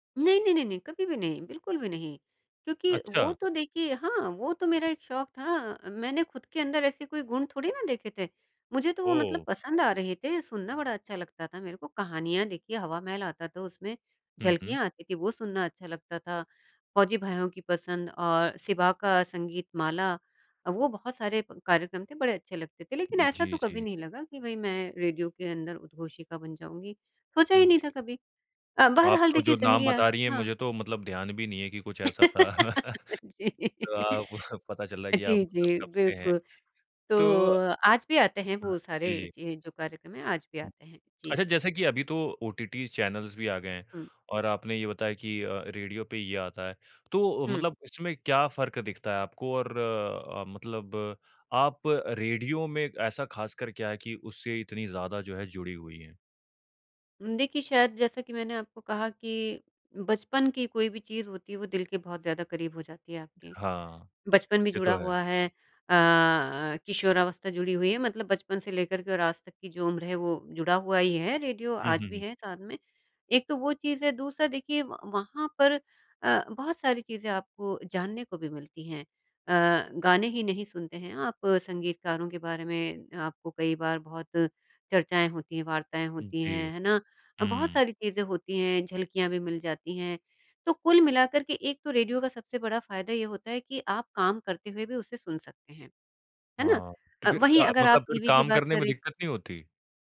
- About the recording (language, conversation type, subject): Hindi, podcast, क्या कोई ऐसी रुचि है जिसने आपकी ज़िंदगी बदल दी हो?
- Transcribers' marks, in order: laugh; laughing while speaking: "जी"; chuckle; in English: "चैनल्स"